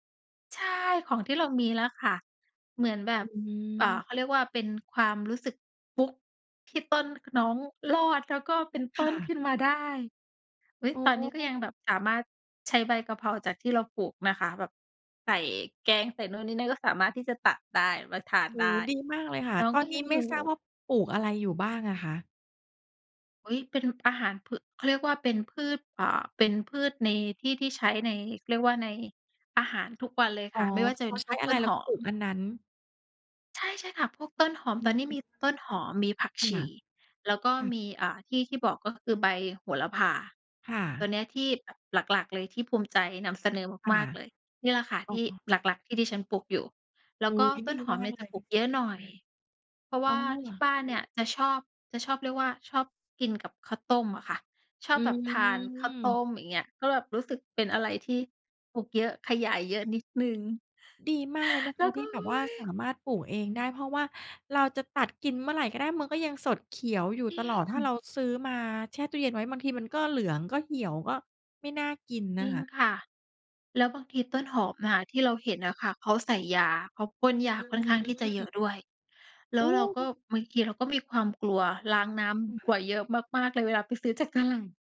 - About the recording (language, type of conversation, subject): Thai, podcast, จะทำสวนครัวเล็กๆ บนระเบียงให้ปลูกแล้วเวิร์กต้องเริ่มยังไง?
- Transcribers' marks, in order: put-on voice: "แล้วก็ โอ้ย"; laughing while speaking: "จากตลาด"